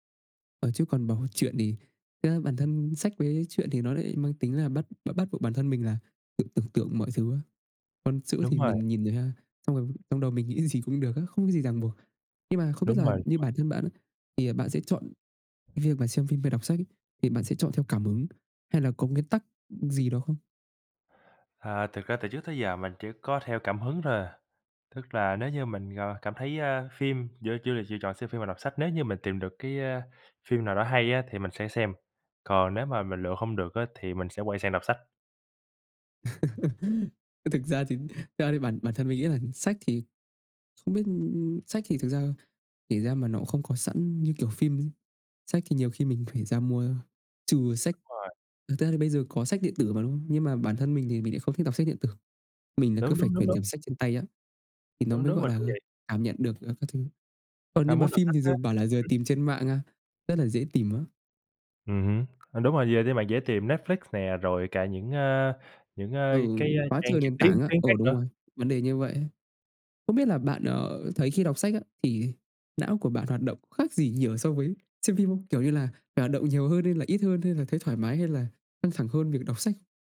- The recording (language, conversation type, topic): Vietnamese, unstructured, Bạn thường dựa vào những yếu tố nào để chọn xem phim hay đọc sách?
- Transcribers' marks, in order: other background noise; laugh; tapping